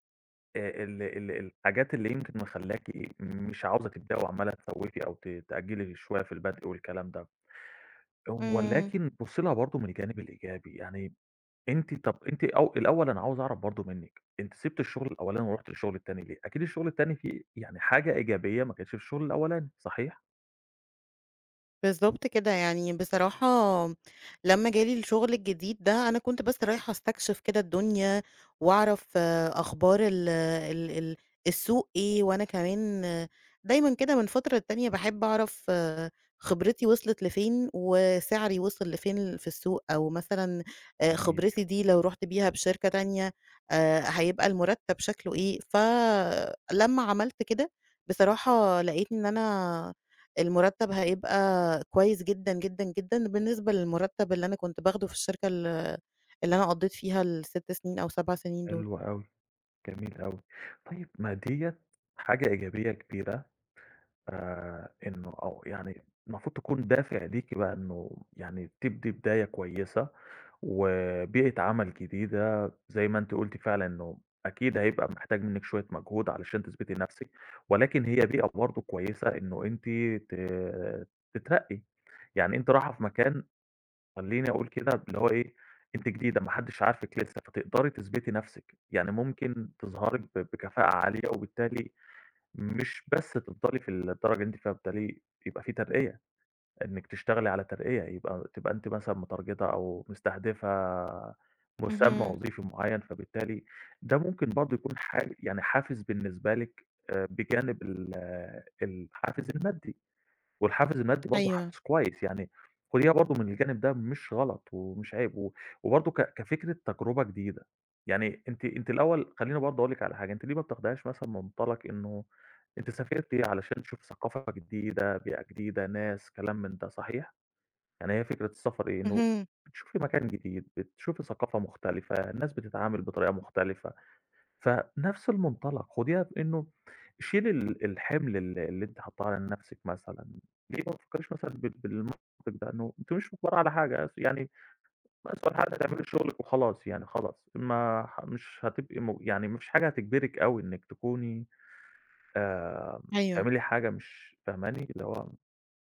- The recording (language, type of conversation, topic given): Arabic, advice, إزاي أتعامل مع قلقي من تغيير كبير في حياتي زي النقل أو بداية شغل جديد؟
- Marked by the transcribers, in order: in English: "مترجتة"